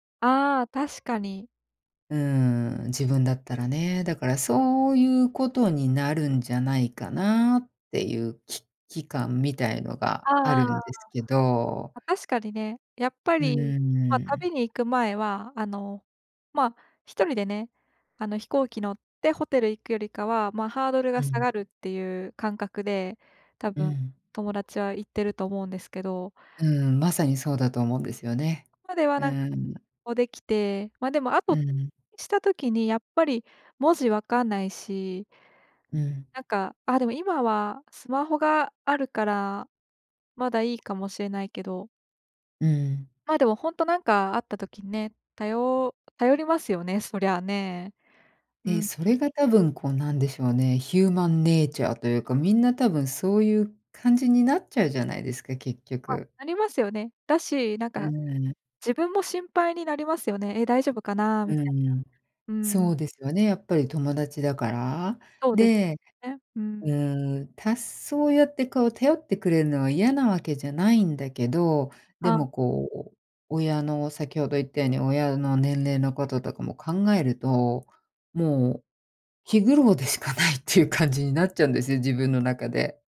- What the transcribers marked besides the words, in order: unintelligible speech; laughing while speaking: "気苦労でしかないってい … よ、自分の中で"
- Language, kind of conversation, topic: Japanese, advice, 友人との境界線をはっきり伝えるにはどうすればよいですか？